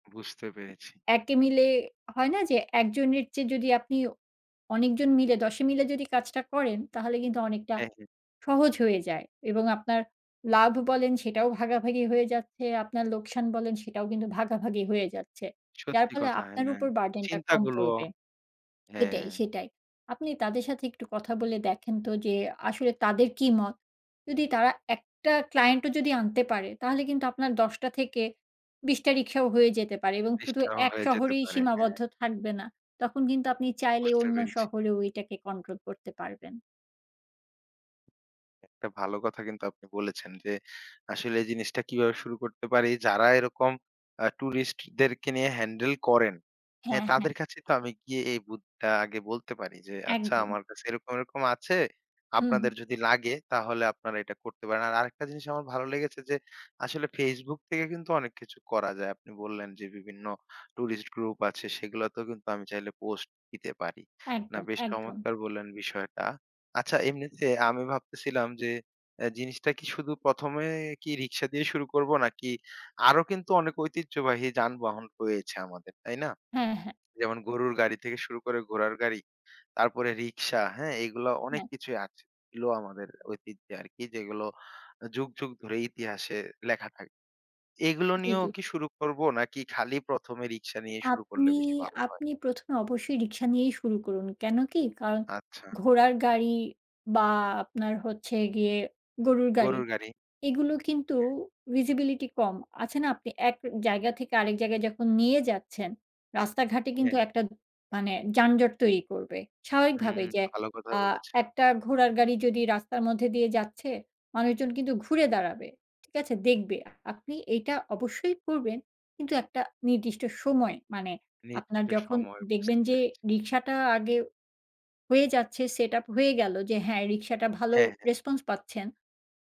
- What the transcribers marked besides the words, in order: tapping; in English: "burden"; horn; "এগুলো" said as "ইলো"; in English: "visibility"; unintelligible speech
- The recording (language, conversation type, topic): Bengali, advice, নতুন প্রকল্প বা কাজ শুরু করতে সাহস পাচ্ছি না